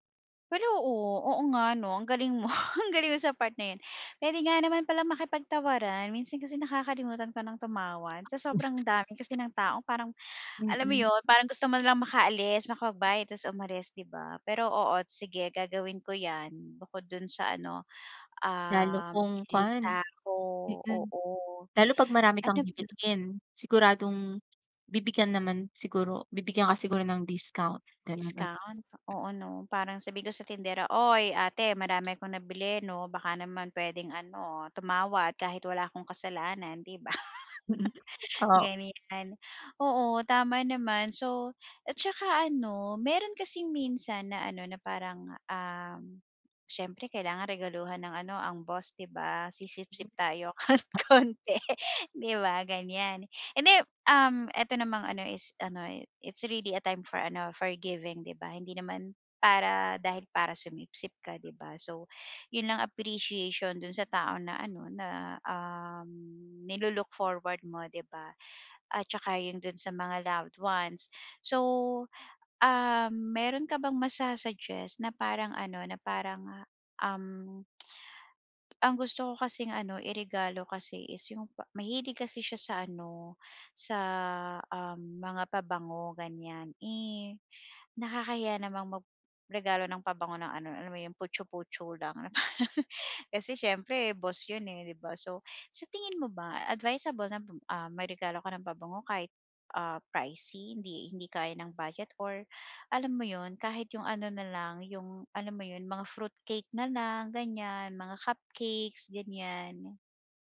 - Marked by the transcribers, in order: laughing while speaking: "mo"; other background noise; tapping; laughing while speaking: "ba?"; laughing while speaking: "kahit konti"; laugh
- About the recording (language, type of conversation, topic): Filipino, advice, Bakit ako nalilito kapag napakaraming pagpipilian sa pamimili?